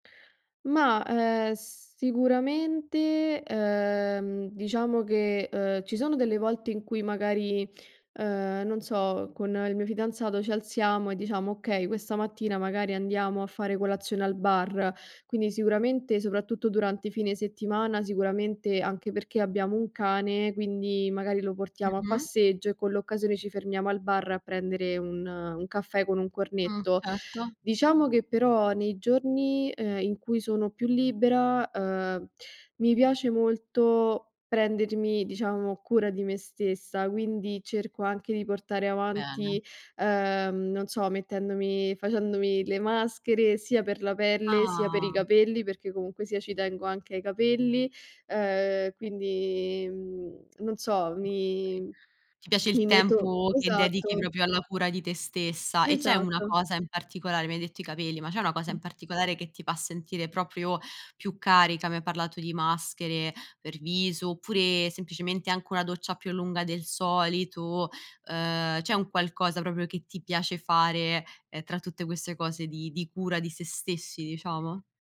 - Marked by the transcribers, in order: drawn out: "Ah"; drawn out: "quindi"
- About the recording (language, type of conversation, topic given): Italian, podcast, Com’è la tua routine mattutina?